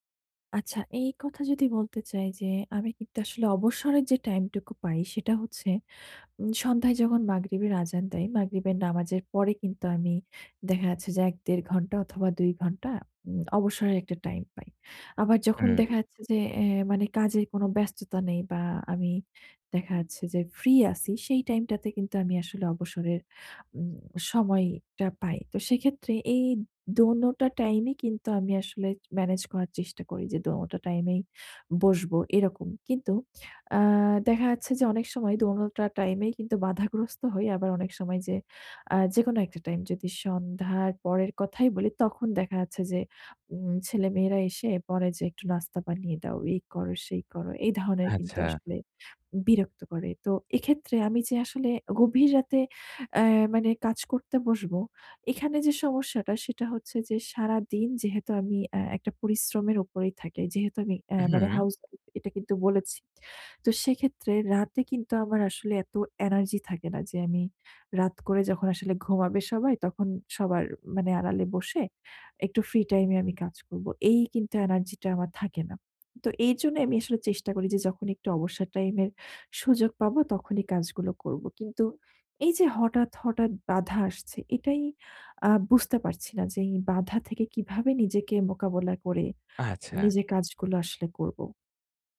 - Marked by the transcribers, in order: tapping; lip smack; lip smack; "মোকাবিলা" said as "মোকাবলা"
- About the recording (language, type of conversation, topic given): Bengali, advice, পরিকল্পনায় হঠাৎ ব্যস্ততা বা বাধা এলে আমি কীভাবে সামলাব?